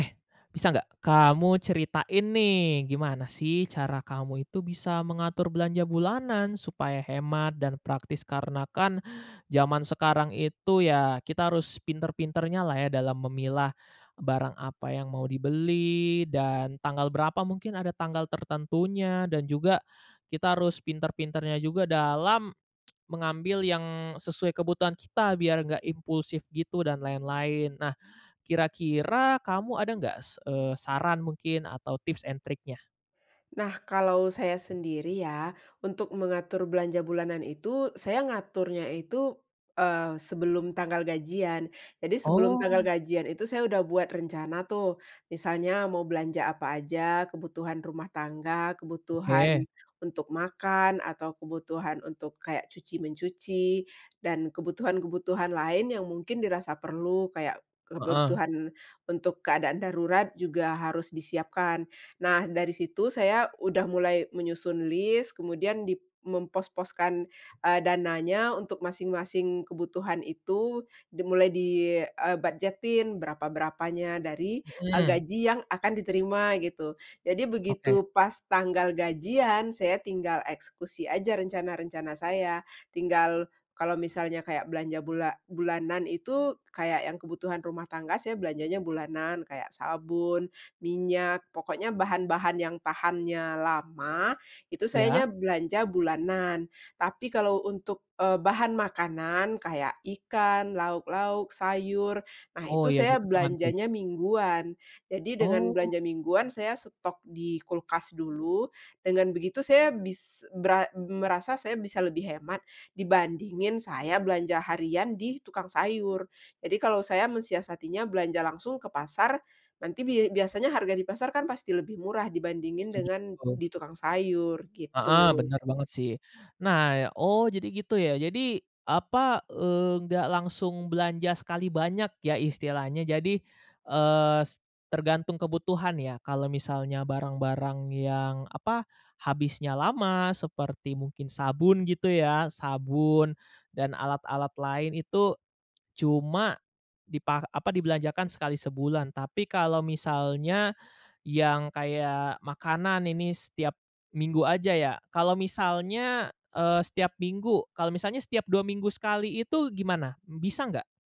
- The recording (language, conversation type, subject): Indonesian, podcast, Bagaimana kamu mengatur belanja bulanan agar hemat dan praktis?
- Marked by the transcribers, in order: tsk; other background noise; "kebutuhan" said as "kebertuhan"; "bujetin" said as "butjetin"; "bisa" said as "mbisa"